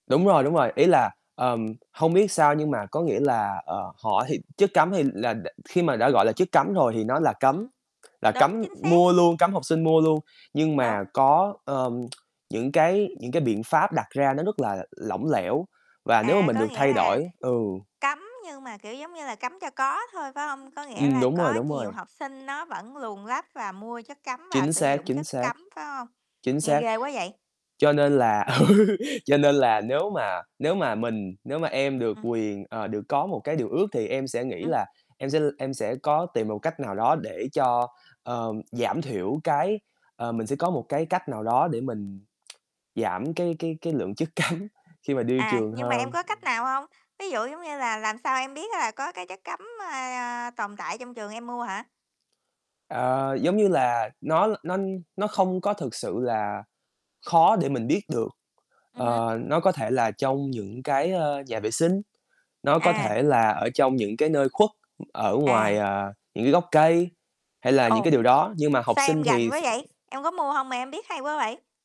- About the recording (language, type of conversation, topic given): Vietnamese, unstructured, Nếu bạn có thể thay đổi một điều ở trường học của mình, bạn sẽ thay đổi điều gì?
- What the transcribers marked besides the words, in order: distorted speech; tapping; other background noise; tsk; other noise; laughing while speaking: "ừ"; unintelligible speech; unintelligible speech; laughing while speaking: "cấm"